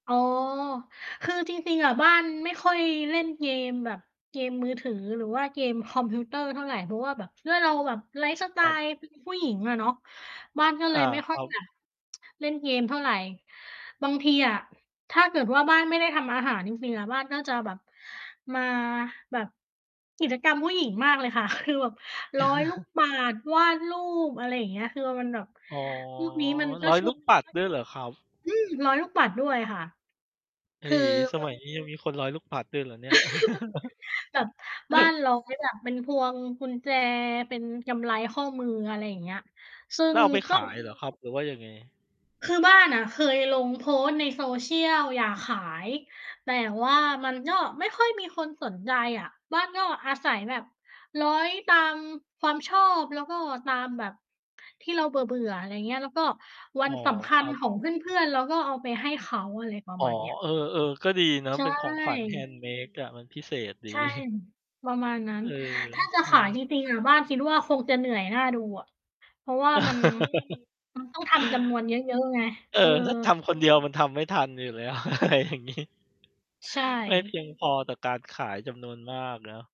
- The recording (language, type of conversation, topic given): Thai, unstructured, กิจกรรมอะไรช่วยให้คุณผ่อนคลายได้ดีที่สุด?
- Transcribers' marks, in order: other background noise; tsk; tapping; chuckle; drawn out: "อ๋อ"; background speech; mechanical hum; chuckle; chuckle; chuckle; laugh; laughing while speaking: "อะไรอย่างงี้"